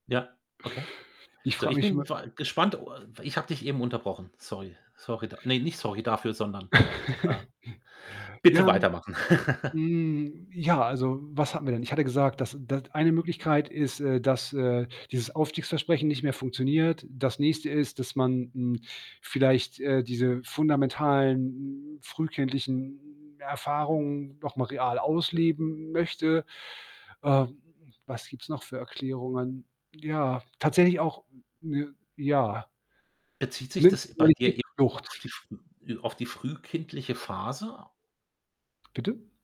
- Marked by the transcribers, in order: static; other background noise; chuckle; laugh; unintelligible speech; distorted speech; mechanical hum
- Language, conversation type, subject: German, podcast, Warum flüchten wir uns in fiktionale Welten?